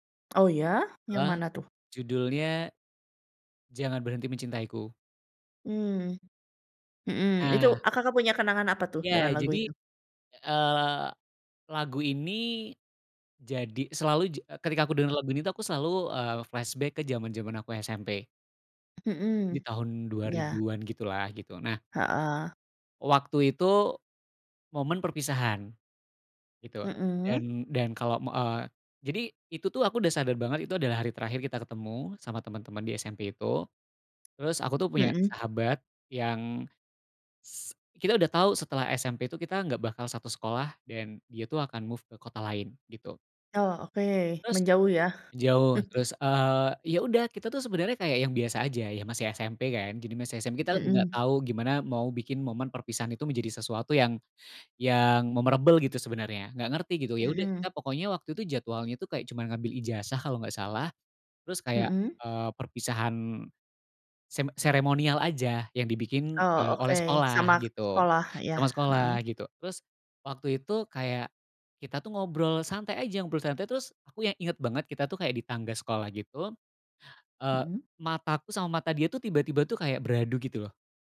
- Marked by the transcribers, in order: other background noise; in English: "flashback"; in English: "move"; chuckle; tapping; in English: "memorable"
- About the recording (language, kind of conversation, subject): Indonesian, podcast, Lagu apa yang selalu membuat kamu merasa nostalgia, dan mengapa?